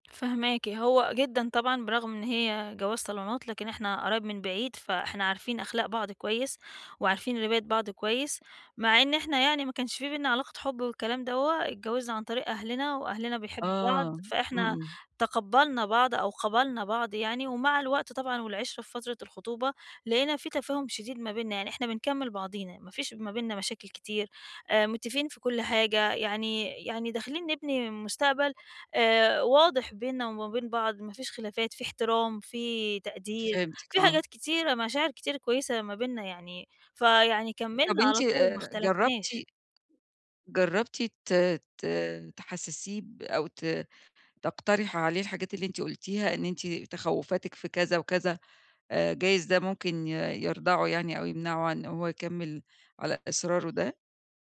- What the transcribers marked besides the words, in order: tapping
- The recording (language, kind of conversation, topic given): Arabic, advice, ازاي أتعامل مع اختلاف كبير بيني وبين شريكي في رغبة الخلفة؟